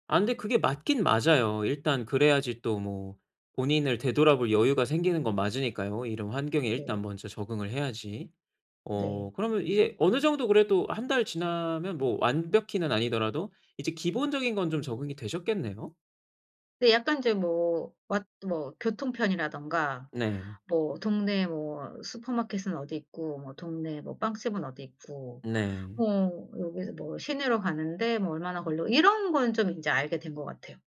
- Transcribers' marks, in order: tapping; other background noise
- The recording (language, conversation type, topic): Korean, advice, 변화로 인한 상실감을 기회로 바꾸기 위해 어떻게 시작하면 좋을까요?